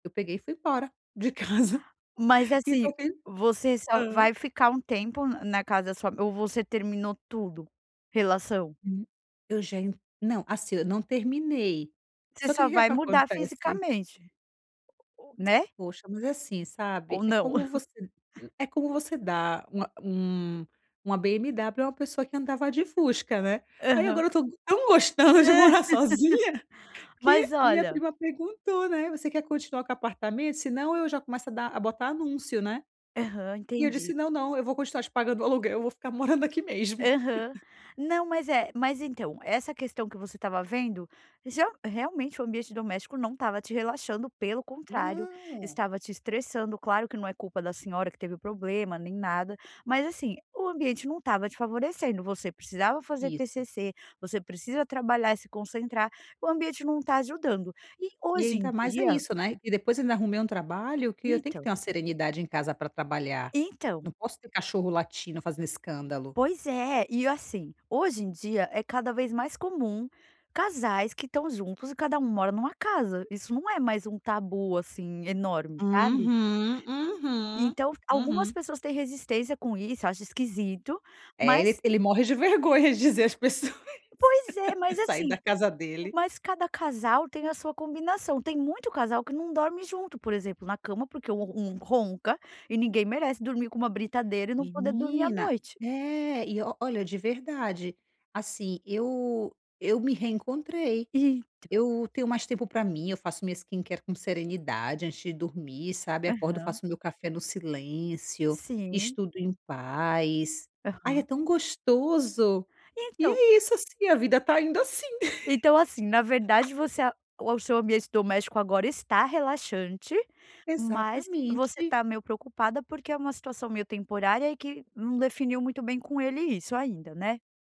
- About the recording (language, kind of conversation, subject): Portuguese, advice, Como posso deixar minha casa mais relaxante para descansar?
- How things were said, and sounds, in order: laugh; laughing while speaking: "tão gostando de morar sozinha"; laugh; laugh; laugh; in English: "skincare"; laugh